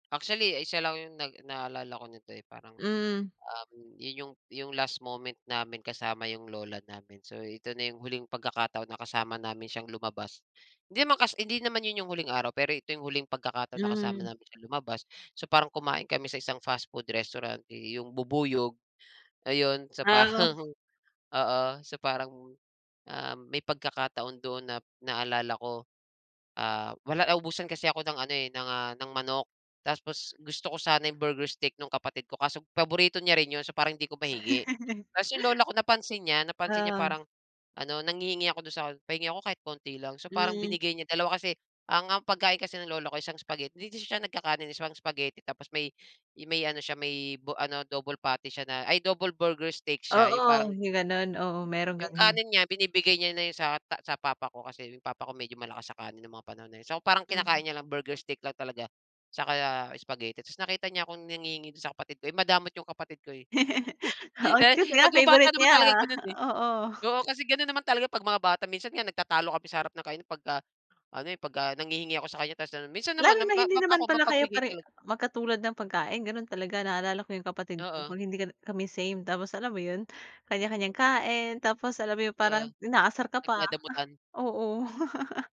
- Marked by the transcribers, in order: in English: "fastfood restaurant"; laughing while speaking: "So parang oo"; chuckle; "Tapos" said as "taspos"; in English: "burger steak"; laugh; tapping; in English: "double patty"; in English: "double burger steak"; chuckle; laughing while speaking: "Kasi nga favorite niya, oo"; giggle; laughing while speaking: "Pag yung bata naman talaga ganun, eh"
- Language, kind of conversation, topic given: Filipino, podcast, Anu-ano ang mga alaala mo tungkol sa pagkain na hindi mo malilimutan?